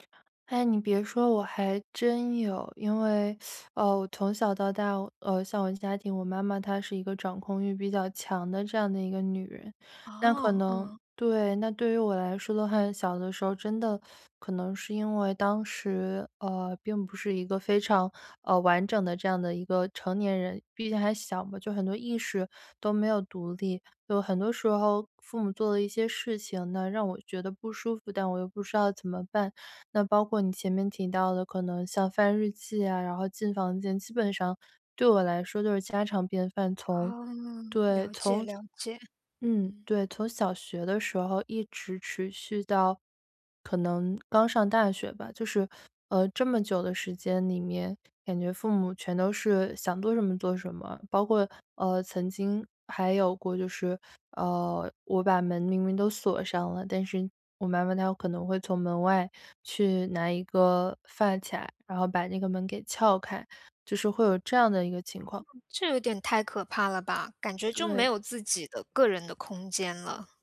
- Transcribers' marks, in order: teeth sucking; other noise
- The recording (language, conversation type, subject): Chinese, podcast, 当父母越界时，你通常会怎么应对？